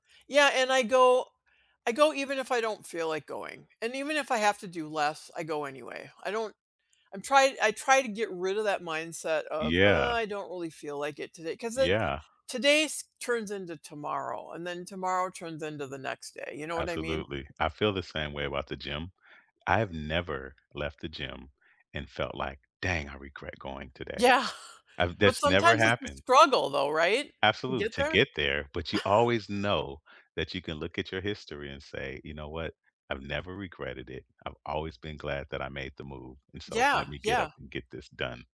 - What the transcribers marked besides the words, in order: laughing while speaking: "Yeah"; chuckle
- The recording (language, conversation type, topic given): English, unstructured, How has your view of aging changed over time, and what experiences reshaped it?